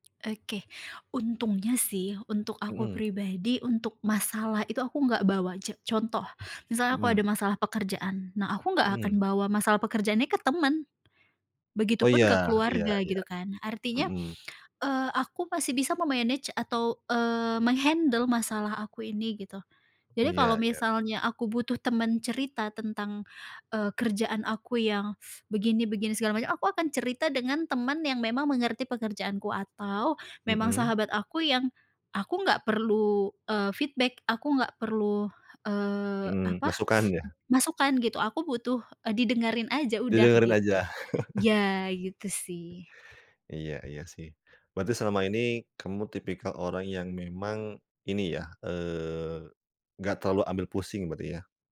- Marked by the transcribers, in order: other background noise; in English: "me-manage"; in English: "meng-handle"; in English: "feedback"; teeth sucking; chuckle
- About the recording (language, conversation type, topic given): Indonesian, podcast, Bagaimana cara kamu mengelola stres sehari-hari?